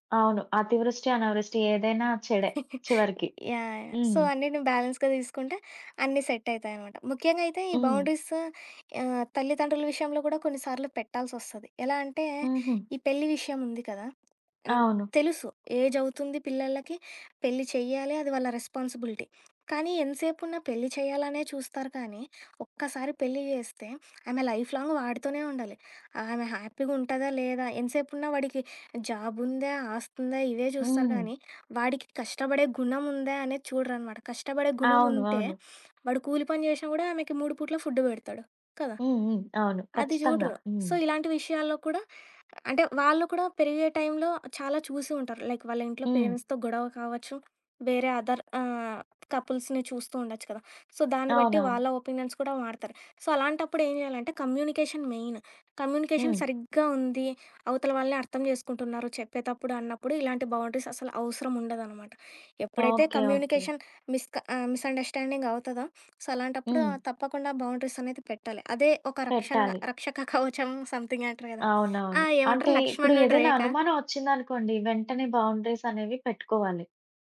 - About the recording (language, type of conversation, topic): Telugu, podcast, ఎవరితోనైనా సంబంధంలో ఆరోగ్యకరమైన పరిమితులు ఎలా నిర్ణయించి పాటిస్తారు?
- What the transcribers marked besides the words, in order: giggle; in English: "సో"; in English: "బ్యాలెన్స్‌గా"; in English: "సెట్"; in English: "ఏజ్"; in English: "రెస్పాన్సిబిలిటీ"; in English: "లైఫ్‌లాంగ్"; in English: "హ్యాపీగా"; in English: "జాబ్"; other background noise; in English: "సో"; in English: "లైక్"; in English: "పేరెంట్స్‌తో"; in English: "అదర్"; in English: "కపుల్స్‌ని"; in English: "సో"; in English: "ఒపీనియన్స్"; in English: "సో"; in English: "కమ్యూనికేషన్ మెయిన్. కమ్యూనికేషన్"; in English: "బౌండరీస్"; in English: "కమ్యూనికేషన్ మిస్‌గా"; in English: "మిస్ అండర్‌స్టాండింగ్"; in English: "సో"; in English: "బౌండరీస్"; in English: "సంథింగ్"; in English: "బౌండరీస్"